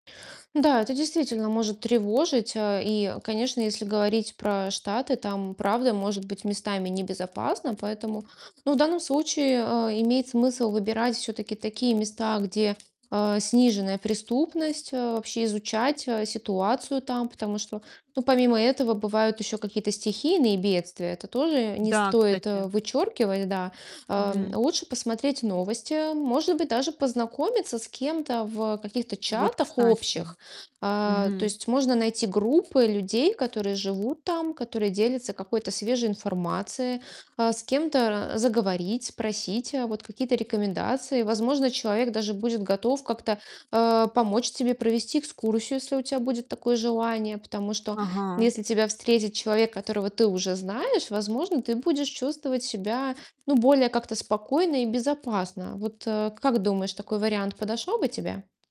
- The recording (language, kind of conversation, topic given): Russian, advice, Как справиться с тревогой и волнением перед поездкой?
- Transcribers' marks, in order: distorted speech; tapping